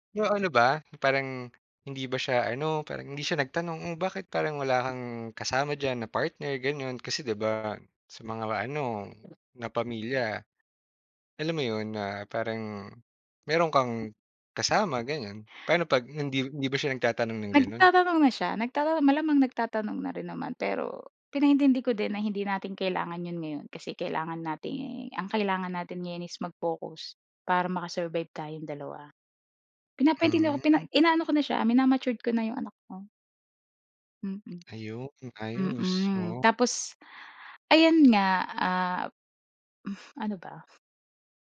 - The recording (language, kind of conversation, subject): Filipino, podcast, Ano ang ginagawa mo para alagaan ang sarili mo kapag sobrang abala ka?
- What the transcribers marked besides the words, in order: other background noise; tapping